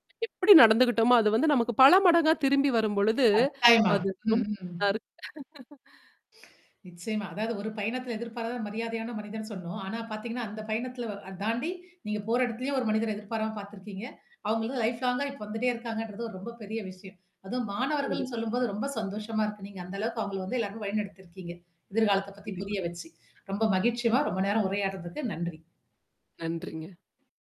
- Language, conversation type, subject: Tamil, podcast, பயணத்தின் போது ஒருவரால் நீங்கள் எதிர்பாராத வகையில் மரியாதை காட்டப்பட்ட அனுபவத்தைப் பகிர்ந்து சொல்ல முடியுமா?
- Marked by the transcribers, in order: joyful: "அது வந்து நமக்கு பல மடங்கா திரும்பி வரும்பொழுது, அது ரொம் நல்லாரு"; distorted speech; laugh; in English: "லைஃப் லாங்கா"; tapping; other noise